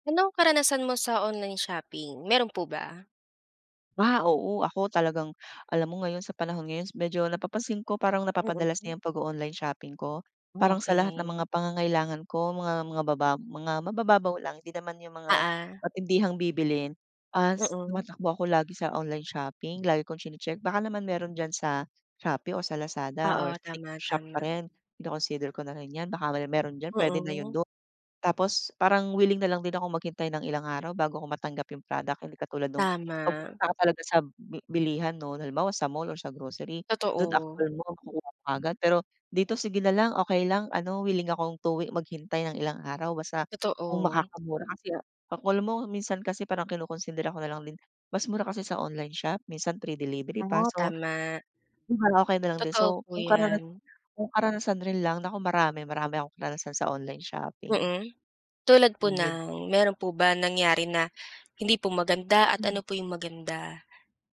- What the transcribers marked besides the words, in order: other background noise
- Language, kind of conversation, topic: Filipino, podcast, Ano ang naging karanasan mo sa pamimili online?